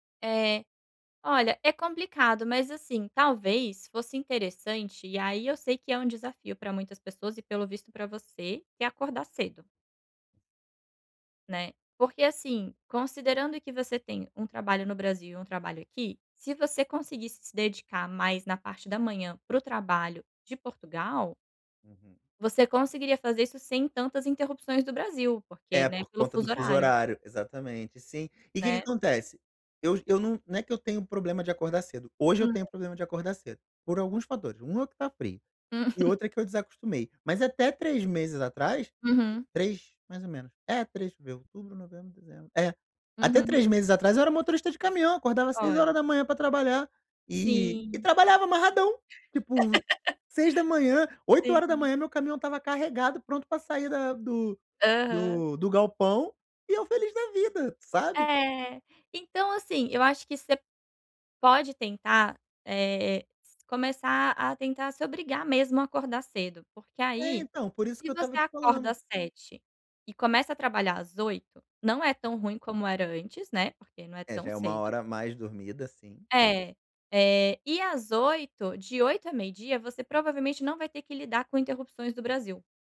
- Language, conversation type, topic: Portuguese, advice, Como posso organizar blocos de trabalho para evitar interrupções?
- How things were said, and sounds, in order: laughing while speaking: "Hum"; laugh; stressed: "amarradão"; laughing while speaking: "Sim"